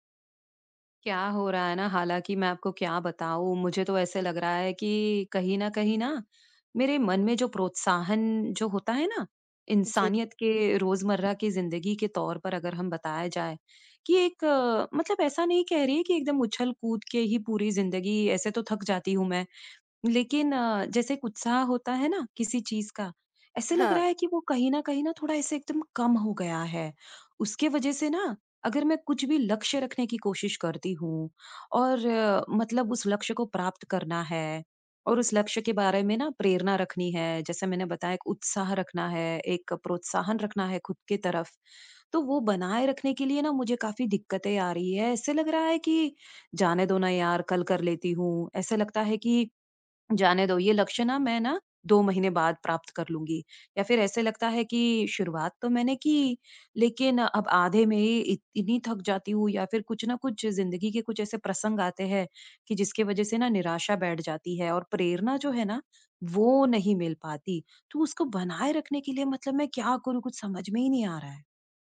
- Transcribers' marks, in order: none
- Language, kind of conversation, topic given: Hindi, advice, मैं किसी लक्ष्य के लिए लंबे समय तक प्रेरित कैसे रहूँ?